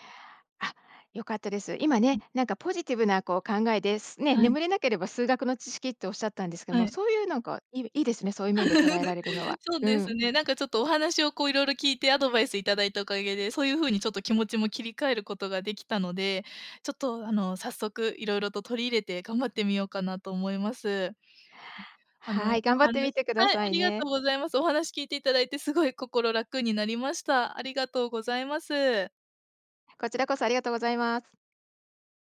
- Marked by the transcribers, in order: laugh
- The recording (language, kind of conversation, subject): Japanese, advice, 眠れない夜が続いて日中ボーッとするのですが、どうすれば改善できますか？